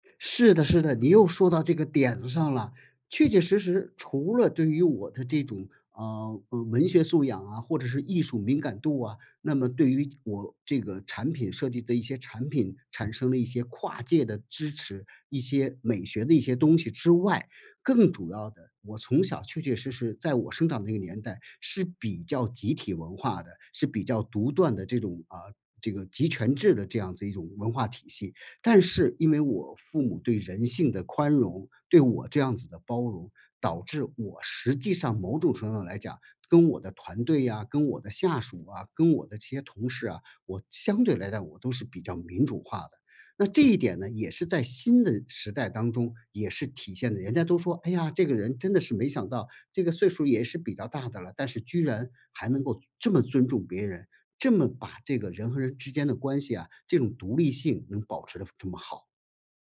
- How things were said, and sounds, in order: none
- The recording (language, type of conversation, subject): Chinese, podcast, 父母的期待在你成长中起了什么作用？